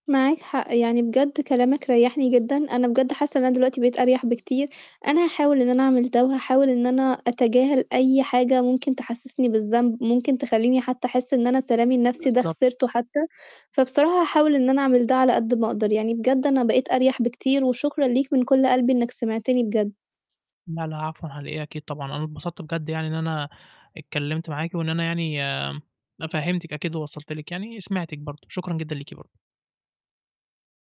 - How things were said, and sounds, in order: mechanical hum; distorted speech
- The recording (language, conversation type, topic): Arabic, advice, إزاي التعامل المستمر على السوشيال ميديا بيخلّيني أفتح جروحي تاني؟